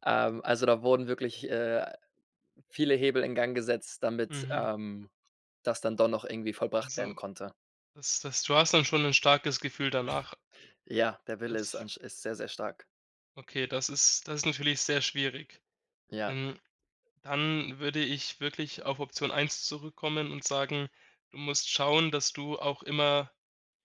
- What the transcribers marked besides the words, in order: other background noise; snort; tapping
- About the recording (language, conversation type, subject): German, advice, Wie kann ich verhindern, dass ich abends ständig zu viel nasche und die Kontrolle verliere?